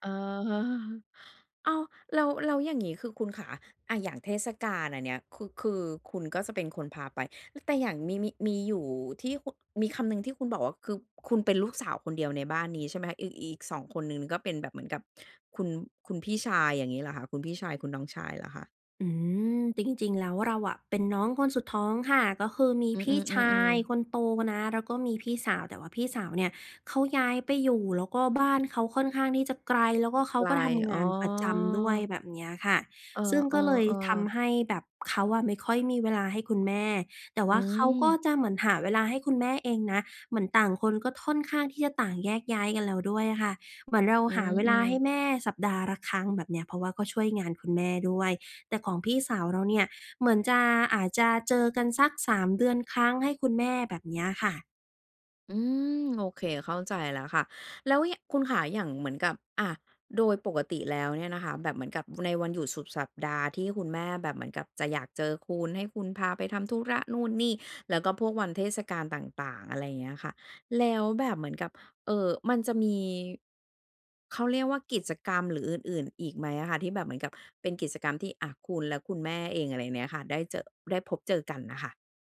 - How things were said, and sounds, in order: laughing while speaking: "เออ"; drawn out: "อ๋อ"
- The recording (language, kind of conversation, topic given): Thai, podcast, จะจัดสมดุลงานกับครอบครัวอย่างไรให้ลงตัว?